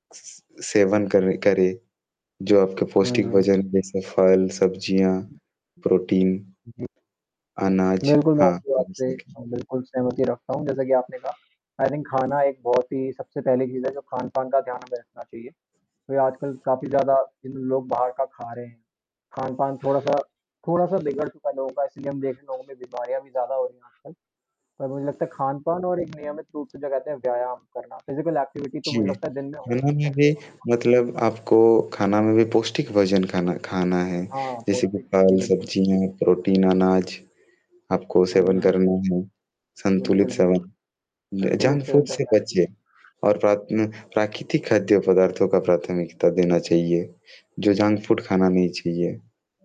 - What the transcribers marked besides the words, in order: distorted speech; tapping; in English: "आई थिंक"; other background noise; in English: "फ़िज़िकल एक्टिविटी"; static; in English: "ज जंक फूड"; in English: "जंक फ़ूड"
- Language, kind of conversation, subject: Hindi, unstructured, आप अपनी सेहत का ख्याल कैसे रखते हैं?